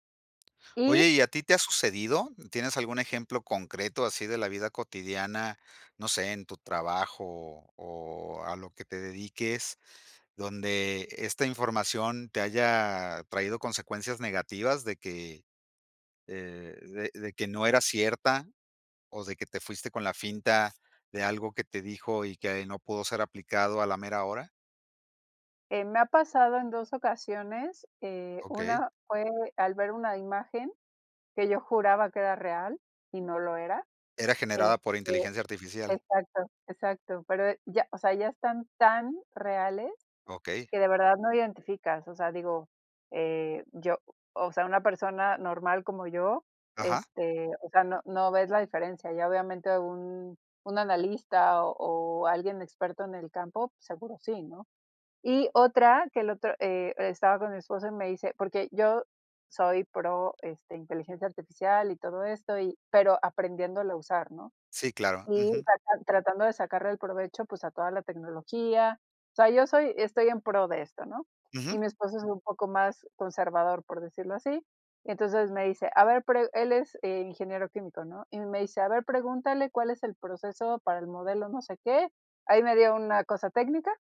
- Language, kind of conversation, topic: Spanish, podcast, ¿Cómo afecta el exceso de información a nuestras decisiones?
- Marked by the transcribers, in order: tapping; other noise